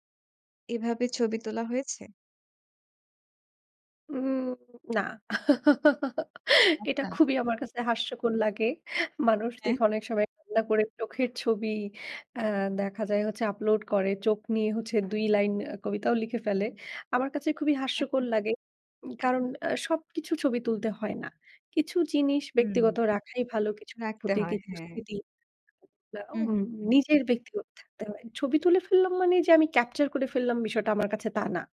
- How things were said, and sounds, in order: chuckle; laughing while speaking: "এটা খুবই আমার কাছে হাস্যকর লাগে"
- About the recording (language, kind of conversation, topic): Bengali, podcast, পুরনো পারিবারিক ছবি দেখলে প্রতিবার কী কী গল্প মনে পড়ে?